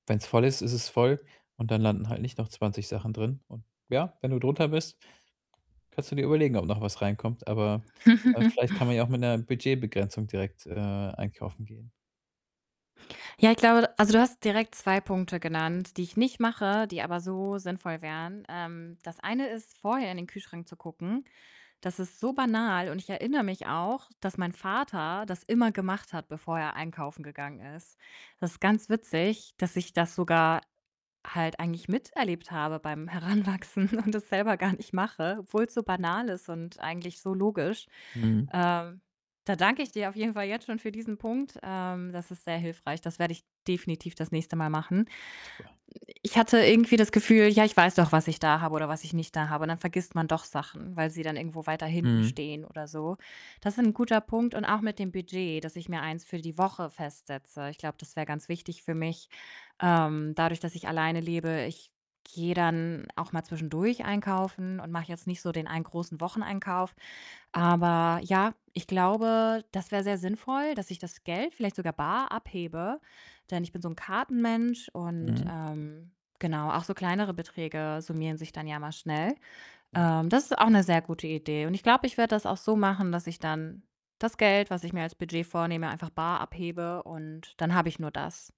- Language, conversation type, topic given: German, advice, Wie gehe ich mit der Überforderung durch die große Auswahl beim Einkaufen um?
- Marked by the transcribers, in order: other background noise; giggle; distorted speech; laughing while speaking: "Heranwachsen und es selber gar nicht mache"